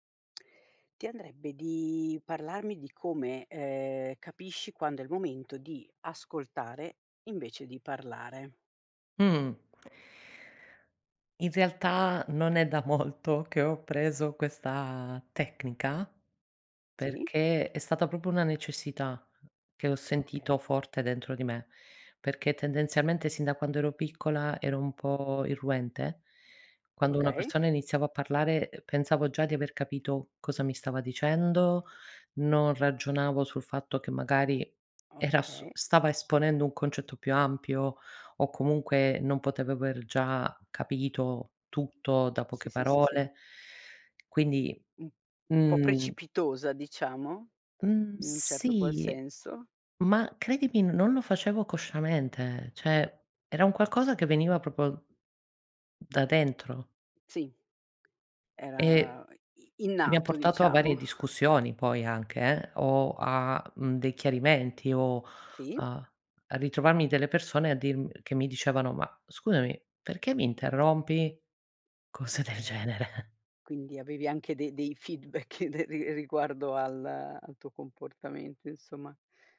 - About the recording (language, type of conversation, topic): Italian, podcast, Come capisci quando è il momento di ascoltare invece di parlare?
- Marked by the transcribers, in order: laughing while speaking: "molto che ho appreso"; "proprio" said as "propro"; other background noise; "consciamente" said as "cosciamente"; "cioè" said as "ceh"; "proprio" said as "propro"; chuckle; laughing while speaking: "Cose del genere"; chuckle; in English: "feedback"